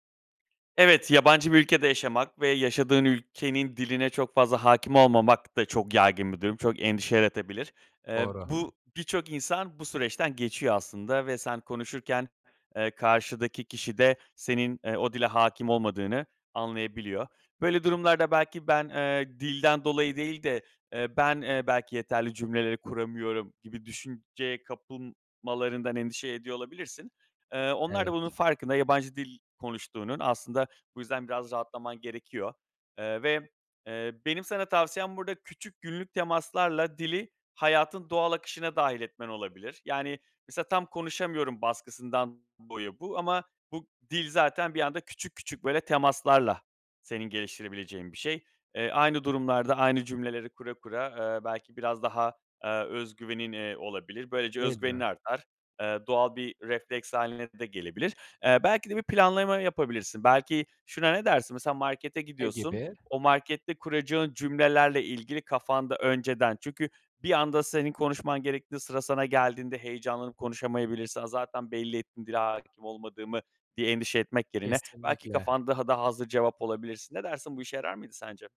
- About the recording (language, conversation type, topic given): Turkish, advice, Kendimi yetersiz hissettiğim için neden harekete geçemiyorum?
- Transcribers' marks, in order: other background noise